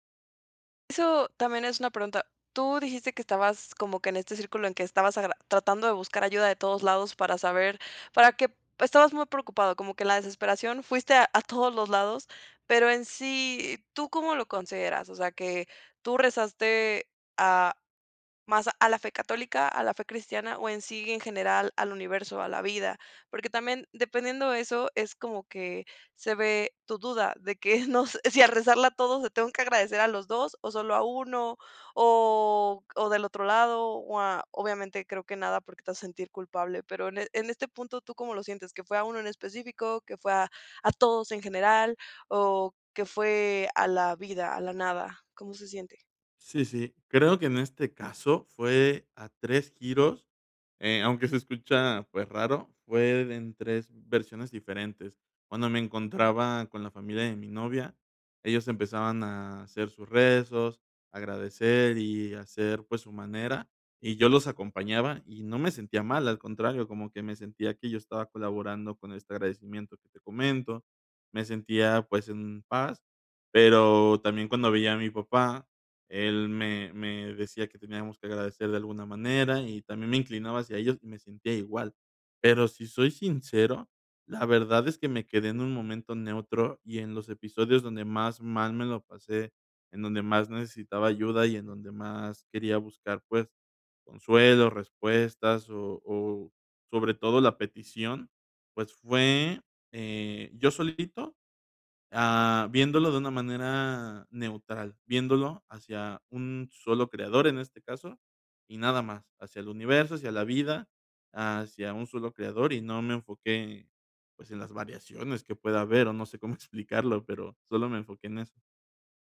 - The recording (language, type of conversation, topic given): Spanish, advice, ¿Qué dudas tienes sobre tu fe o tus creencias y qué sentido les encuentras en tu vida?
- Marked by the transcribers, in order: chuckle; tapping